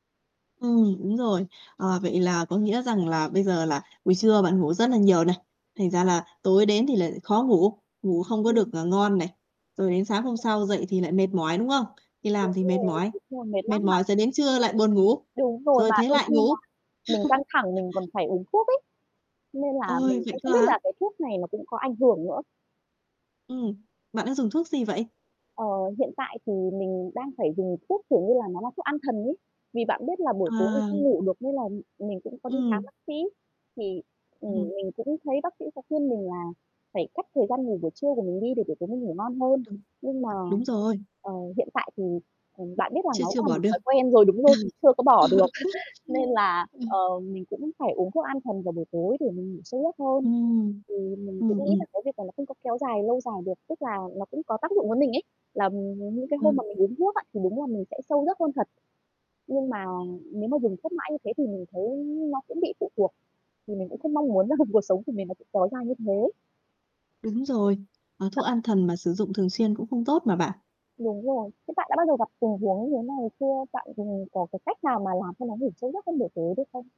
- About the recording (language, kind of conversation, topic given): Vietnamese, advice, Ngủ trưa quá nhiều ảnh hưởng đến giấc ngủ ban đêm của bạn như thế nào?
- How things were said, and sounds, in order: other background noise; tapping; static; distorted speech; background speech; chuckle; chuckle; laugh; laughing while speaking: "là cuộc sống"; unintelligible speech